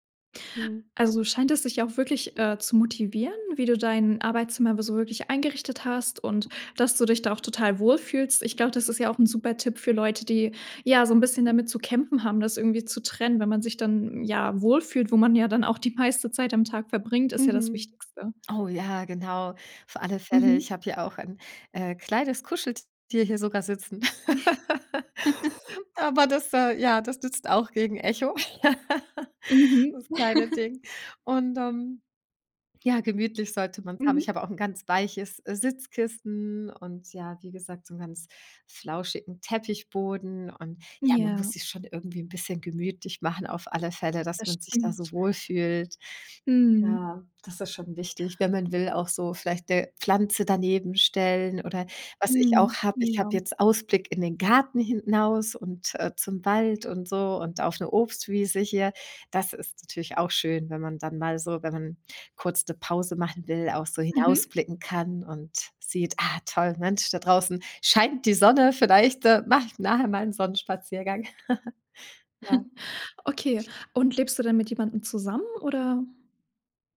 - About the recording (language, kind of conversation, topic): German, podcast, Wie trennst du Arbeit und Privatleben, wenn du zu Hause arbeitest?
- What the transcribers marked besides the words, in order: other background noise; laugh; laugh; laugh; other noise; laugh; chuckle